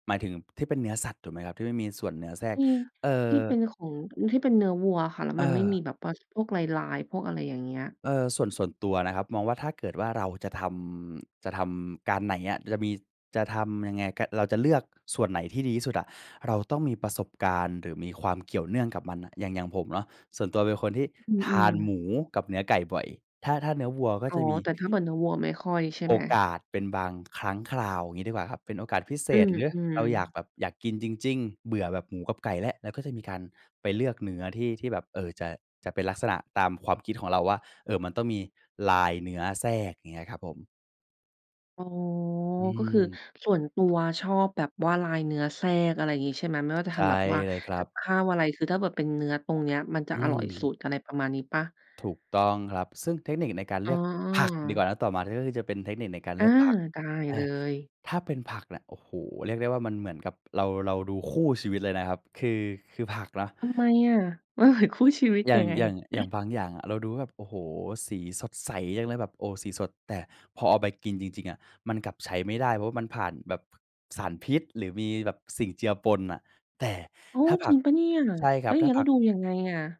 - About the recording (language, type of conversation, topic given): Thai, podcast, มีเทคนิคอะไรบ้างในการเลือกวัตถุดิบให้สดเมื่อไปตลาด?
- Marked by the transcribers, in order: tapping; stressed: "ผัก"; laughing while speaking: "มันเหมือน"; chuckle